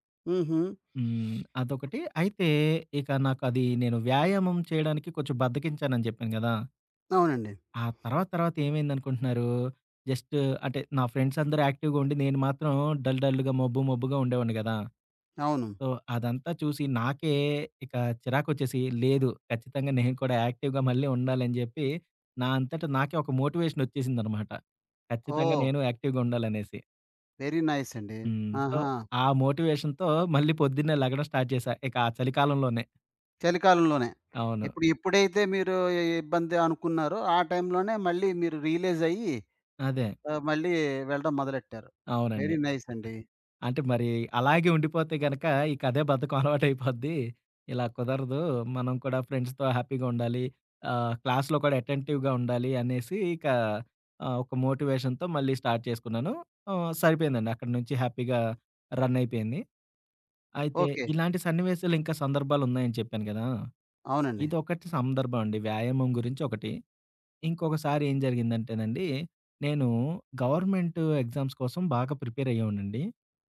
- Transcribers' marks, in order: other background noise; in English: "జస్ట్"; in English: "ఫ్రెండ్స్"; in English: "యాక్టివ్‌గా"; in English: "డల్ డల్‌గా"; in English: "సో"; in English: "యాక్టివ్‌గా"; in English: "మోటివేషన్"; in English: "యాక్టివ్‌గా"; in English: "వెరీ నైస్"; in English: "సో"; in English: "మోటివేషన్‌తో"; in English: "స్టార్ట్"; in English: "రియలైజ్"; in English: "వెరీ నైస్"; chuckle; laughing while speaking: "అలవా‌టైపోద్ది"; in English: "ఫ్రెండ్స్‌తో హ్యాపీగా"; in English: "క్లాస్‌లో"; in English: "అటె‌న్‌టివ్‌గా"; in English: "మోటివేషన్‌తో"; in English: "స్టార్ట్"; in English: "హ్యాపీగా రన్"; in English: "గవర్నమెంట్ ఎగ్జామ్స్"; in English: "ప్రిపేర్"
- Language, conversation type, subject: Telugu, podcast, ప్రేరణ లేకపోతే మీరు దాన్ని ఎలా తెచ్చుకుంటారు?